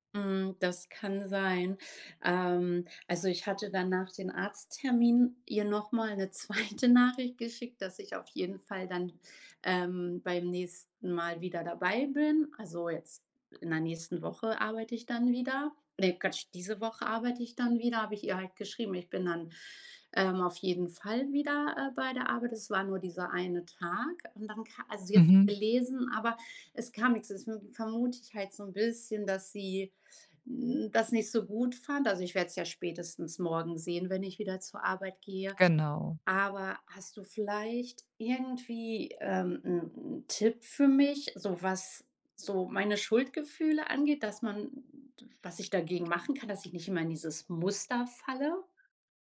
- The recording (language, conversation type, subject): German, advice, Wie kann ich mit Schuldgefühlen umgehen, weil ich mir eine Auszeit vom Job nehme?
- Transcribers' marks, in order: laughing while speaking: "zweite"; stressed: "Muster"